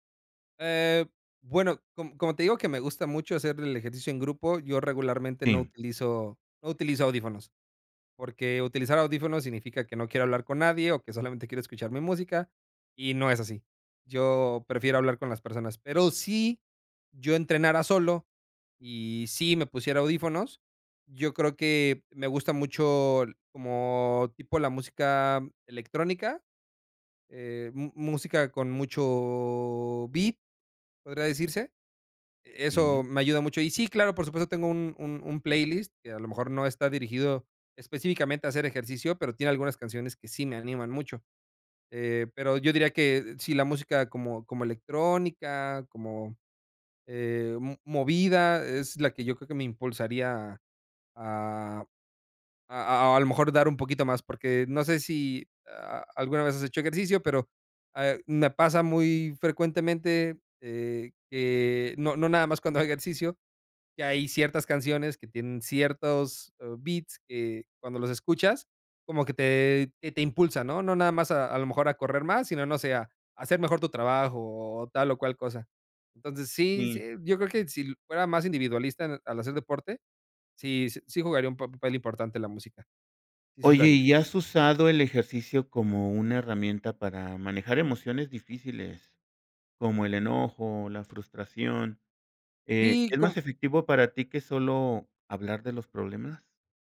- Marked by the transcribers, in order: none
- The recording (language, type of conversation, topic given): Spanish, podcast, ¿Qué actividad física te hace sentir mejor mentalmente?